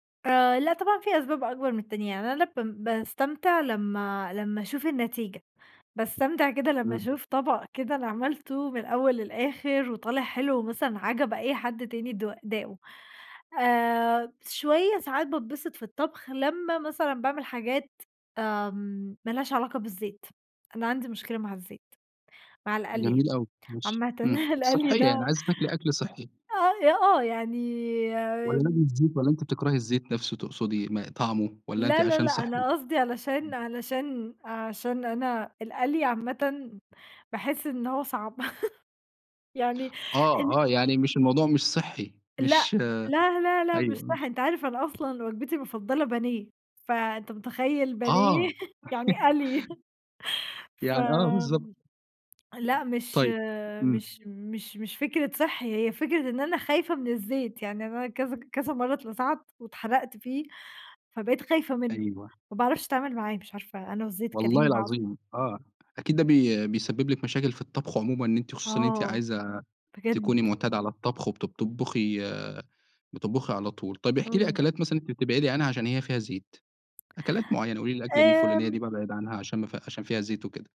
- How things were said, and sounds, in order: laugh; laugh; laughing while speaking: "بانيه"; laugh; tapping; other background noise
- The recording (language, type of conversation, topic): Arabic, podcast, بتحب تطبخ ولا تشتري أكل جاهز؟